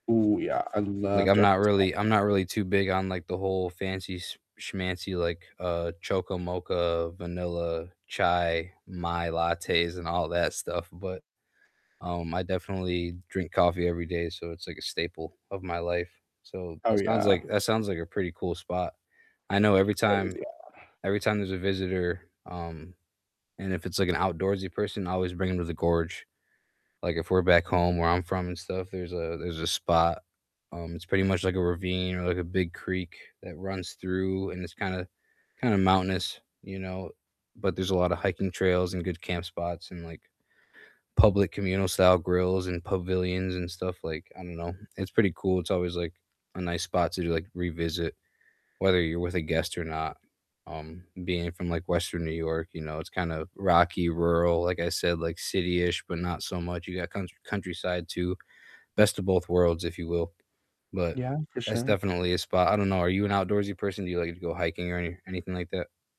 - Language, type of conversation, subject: English, unstructured, Which local spots would you visit with a guest today?
- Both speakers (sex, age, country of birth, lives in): female, 20-24, United States, United States; male, 30-34, United States, United States
- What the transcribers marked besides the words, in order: static; distorted speech; other background noise; tapping